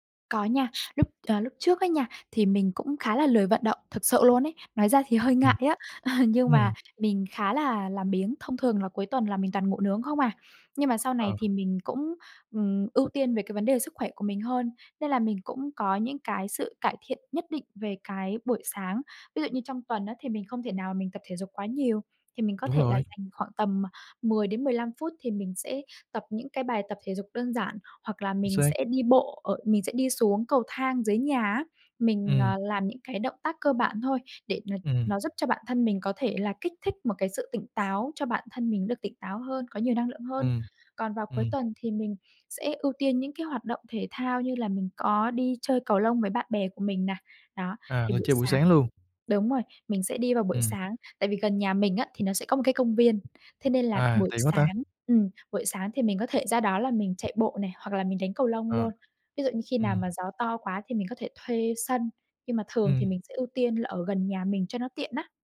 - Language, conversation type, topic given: Vietnamese, podcast, Bạn có những thói quen buổi sáng nào?
- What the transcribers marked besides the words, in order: other background noise; tapping